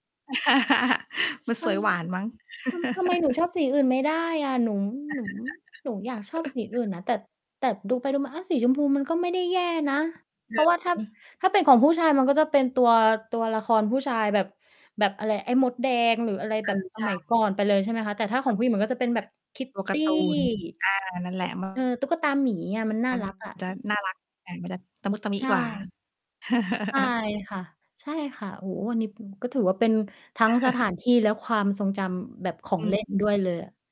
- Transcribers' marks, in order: static; laugh; mechanical hum; laugh; chuckle; distorted speech; unintelligible speech; laugh; chuckle
- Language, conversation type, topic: Thai, unstructured, ช่วงเวลาใดที่ทำให้คุณคิดถึงวัยเด็กมากที่สุด?